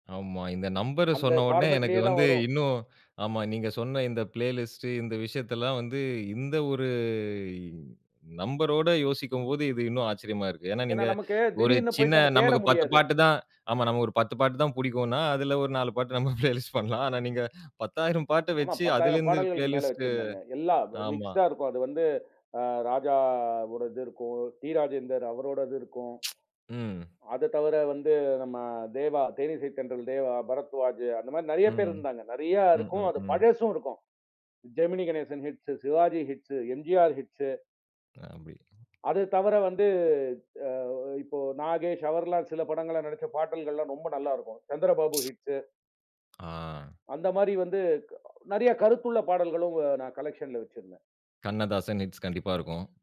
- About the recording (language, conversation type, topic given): Tamil, podcast, நீங்கள் சேர்ந்து உருவாக்கிய பாடல்பட்டியலில் இருந்து உங்களுக்கு மறக்க முடியாத ஒரு நினைவைக் கூறுவீர்களா?
- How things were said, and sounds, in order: in English: "பார்மட்லேயே"; in English: "பிளேலிஸ்ட்"; laughing while speaking: "நம்ம பிளேலிஸ்ட் பண்ணலாம்"; in English: "பிளேலிஸ்ட்"; in English: "மிக்ஸ்ட்டா"; drawn out: "ராஜா"; tsk; other noise; "பாடல்களெல்லாம்" said as "பாட்டல்கள்லாம்"; tsk; in English: "கலெக்ஷன்ல"